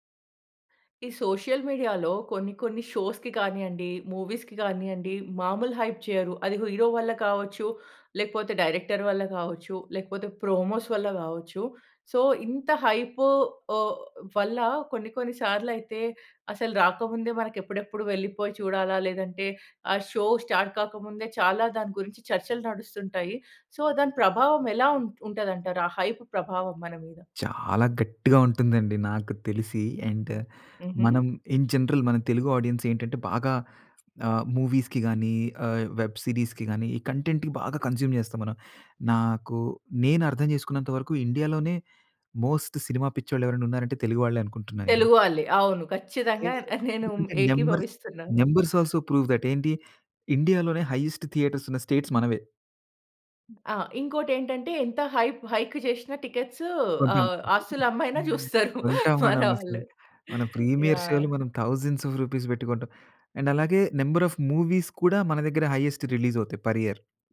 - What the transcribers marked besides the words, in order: in English: "సోషల్ మీడియాలో"; in English: "షోస్‌కి"; in English: "మూవీస్‌కి"; in English: "హైప్"; in English: "ప్రోమోస్"; in English: "సో"; in English: "షో స్టార్ట్"; in English: "సో"; in English: "హైప్"; stressed: "చాలా గట్టిగా"; in English: "అండ్"; in English: "ఇన్ జనరల్"; in English: "ఆడియన్స్"; in English: "మూవీస్‌కి"; in English: "వెబ్ సీరీస్‌కి"; in English: "కంటెంట్‌కి"; in English: "కన్జ్యూమ్"; in English: "మోస్ట్"; unintelligible speech; in English: "నంబర్స్ నంబర్స్ ఆల్ సో, ప్రూవ్ దట్"; in English: "హయ్యెస్ట్ థియేటర్స్"; in English: "స్టేట్స్"; other background noise; in English: "హైప్ హైక్"; in English: "టికెట్స్"; chuckle; unintelligible speech; laughing while speaking: "అమ్మి అయినా చూస్తారు మన వాళ్ళు. యాహ్!"; in English: "థౌసండ్స్ ఆఫ్ రూపీస్"; in English: "అండ్"; in English: "నంబర్ ఆఫ్ మూవీస్"; in English: "హయ్యేస్ట్ రిలీజ్"; in English: "పర్ ఇయర్"
- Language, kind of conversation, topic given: Telugu, podcast, సోషల్ మీడియాలో వచ్చే హైప్ వల్ల మీరు ఏదైనా కార్యక్రమం చూడాలనే నిర్ణయం మారుతుందా?